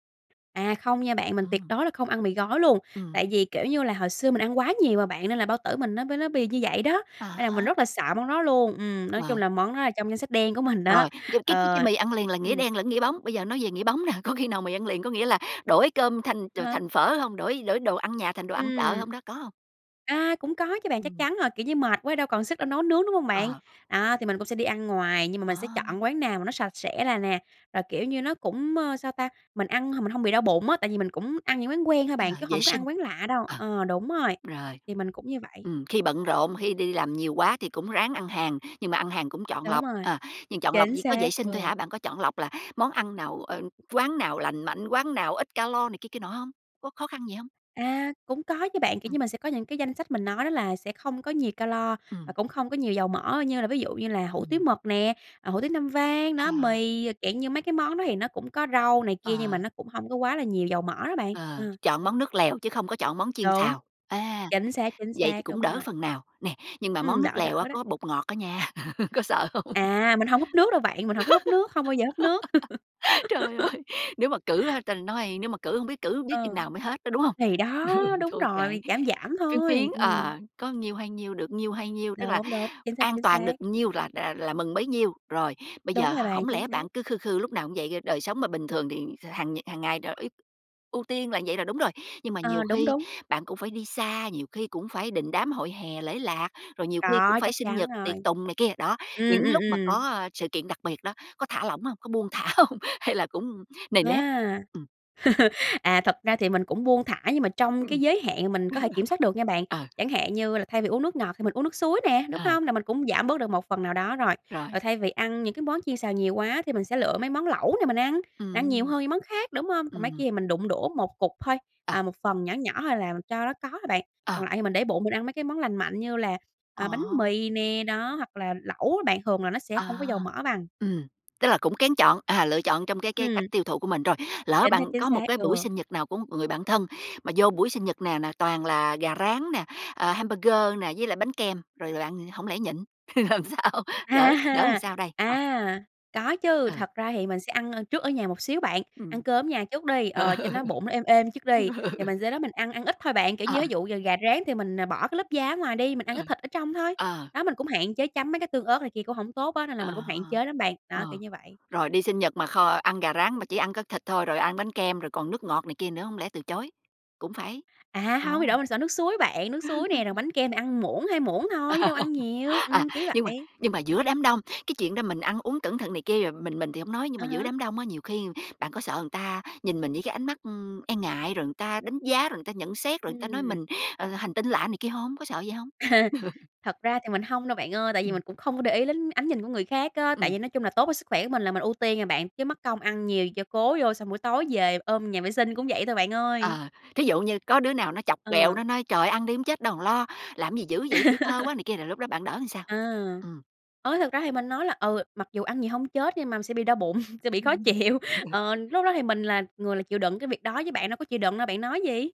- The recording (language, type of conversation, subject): Vietnamese, podcast, Bạn giữ thói quen ăn uống lành mạnh bằng cách nào?
- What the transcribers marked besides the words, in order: laughing while speaking: "có khi"; tapping; laugh; laughing while speaking: "có sợ hông? Trời ơi!"; giggle; laugh; laughing while speaking: "Ừ"; laughing while speaking: "thả hông?"; laugh; laugh; other background noise; laugh; laughing while speaking: "Làm sao?"; laughing while speaking: "Ờ. Ừ"; laugh; laughing while speaking: "Ờ"; laugh; laugh; laugh; unintelligible speech